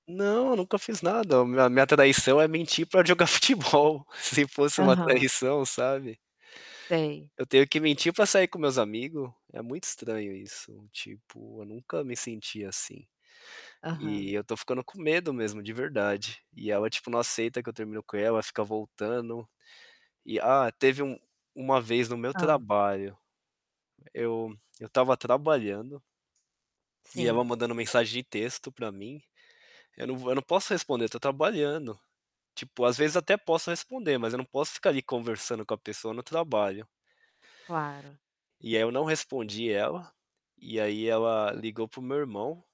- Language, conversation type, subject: Portuguese, advice, Como lidar com ciúmes e insegurança no relacionamento?
- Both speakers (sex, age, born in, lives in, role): female, 35-39, Brazil, Italy, advisor; male, 35-39, Brazil, Canada, user
- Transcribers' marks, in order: static; laughing while speaking: "futebol, se fosse uma traição"; distorted speech; other background noise